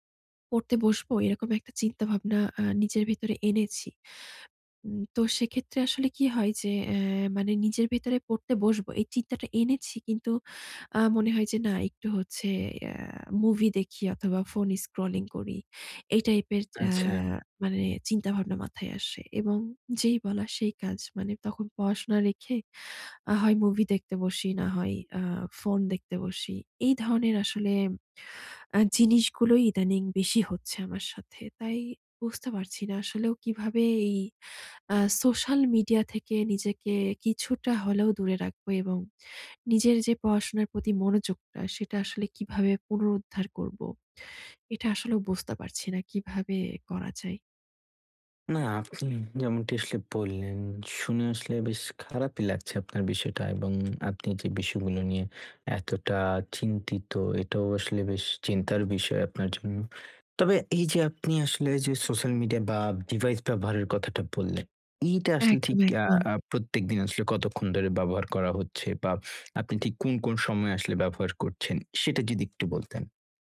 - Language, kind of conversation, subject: Bengali, advice, সোশ্যাল মিডিয়ার ব্যবহার সীমিত করে আমি কীভাবে মনোযোগ ফিরিয়ে আনতে পারি?
- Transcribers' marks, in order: tapping